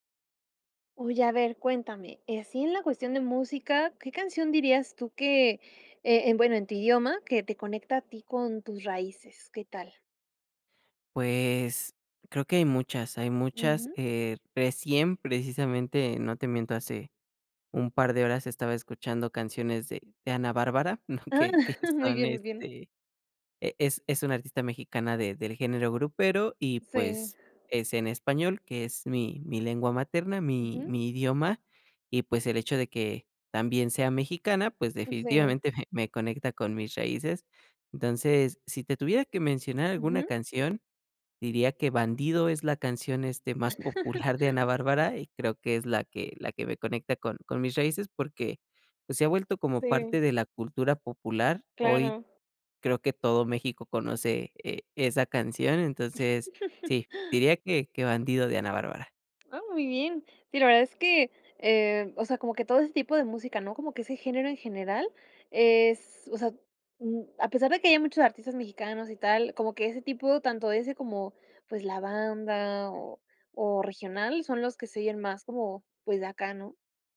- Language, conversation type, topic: Spanish, podcast, ¿Qué canción en tu idioma te conecta con tus raíces?
- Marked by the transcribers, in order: other background noise; laughing while speaking: "¿no?, que que son, este"; chuckle; laughing while speaking: "me"; laughing while speaking: "popular"; laugh; chuckle